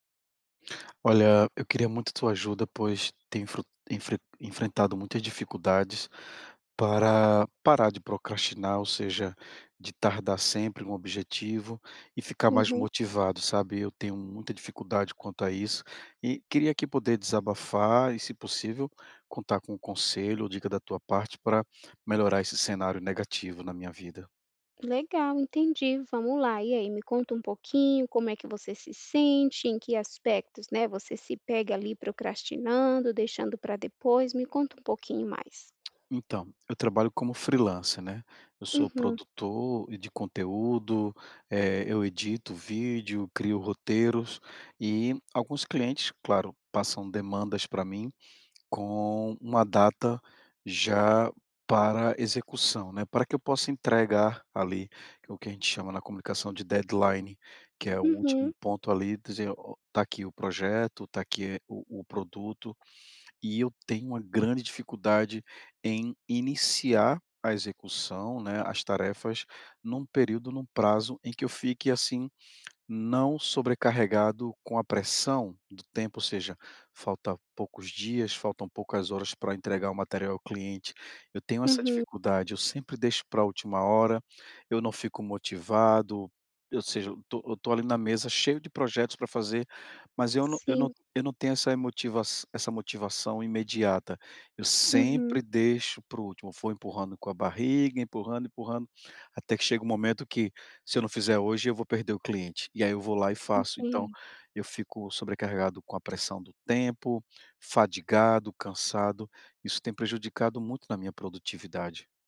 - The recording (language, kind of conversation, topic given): Portuguese, advice, Como posso parar de procrastinar e me sentir mais motivado?
- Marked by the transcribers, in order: other background noise; in English: "deadline"